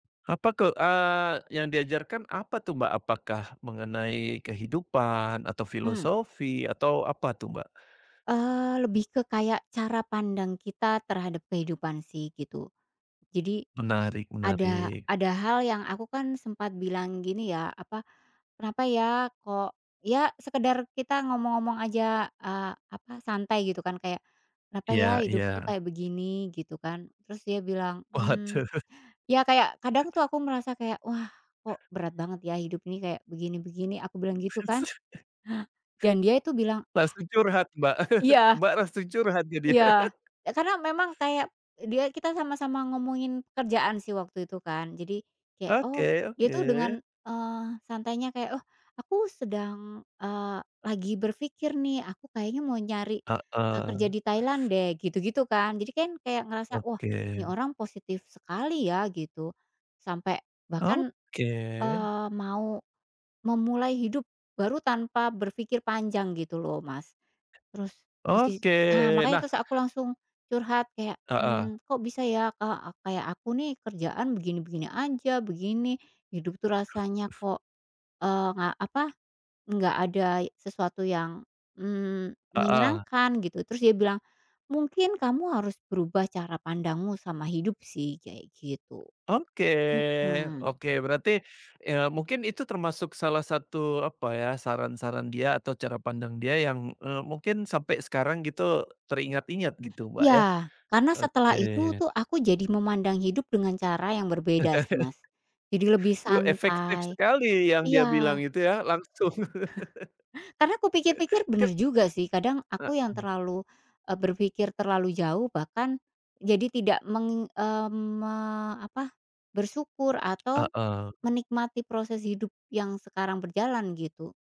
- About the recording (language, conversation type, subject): Indonesian, podcast, Siapa orang yang paling berkesan buat kamu saat bepergian ke luar negeri, dan bagaimana kamu bertemu dengannya?
- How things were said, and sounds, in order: other background noise; laughing while speaking: "Waduh"; chuckle; chuckle; chuckle; tapping; other noise; chuckle; chuckle; laugh